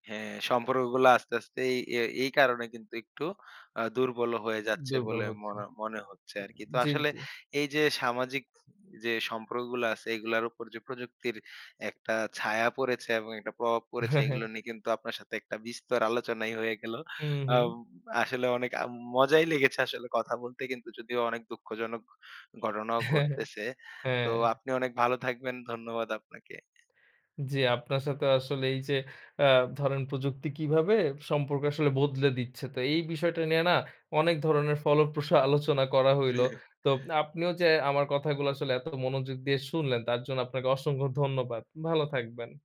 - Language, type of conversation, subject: Bengali, podcast, প্রযুক্তি কীভাবে আমাদের সামাজিক জীবনে সম্পর্ককে বদলে দিচ্ছে বলে আপনি মনে করেন?
- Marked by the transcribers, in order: other background noise; chuckle; chuckle; horn; tapping; chuckle